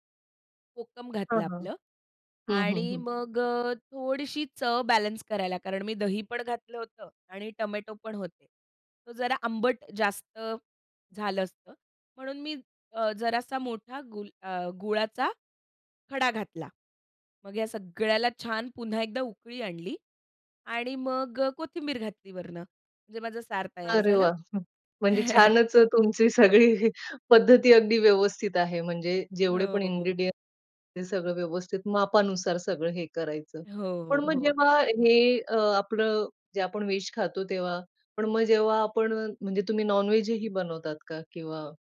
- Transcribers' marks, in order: "वरुन" said as "वरनं"; other background noise; laughing while speaking: "हं. म्हणजे छानच अ, तुमची सगळी"; chuckle; joyful: "हो, हो"; in English: "इन्ग्रीडिएंट्स"; in English: "नॉन-व्हेजही"
- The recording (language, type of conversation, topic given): Marathi, podcast, मेहमान आले तर तुम्ही काय खास तयार करता?